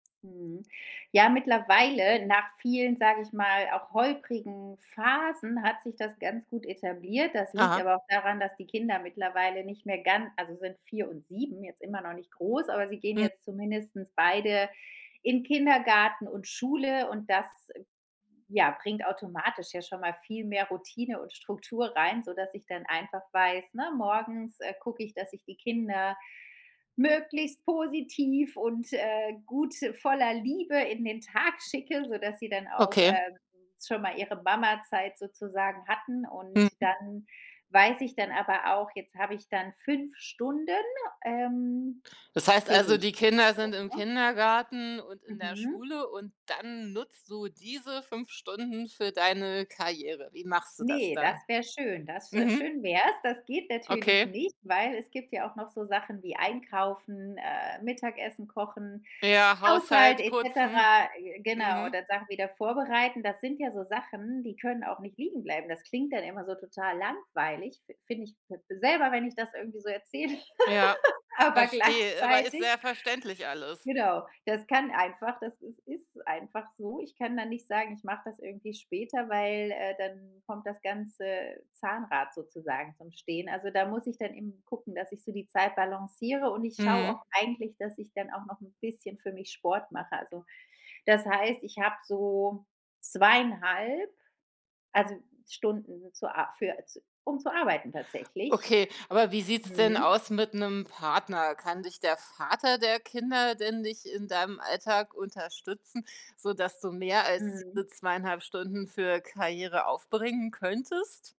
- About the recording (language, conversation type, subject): German, podcast, Wie bringst du Familie und Karriereambitionen miteinander in Einklang?
- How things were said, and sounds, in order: "zumindest" said as "zumindestens"; other background noise; laugh; laughing while speaking: "gleichzeitig"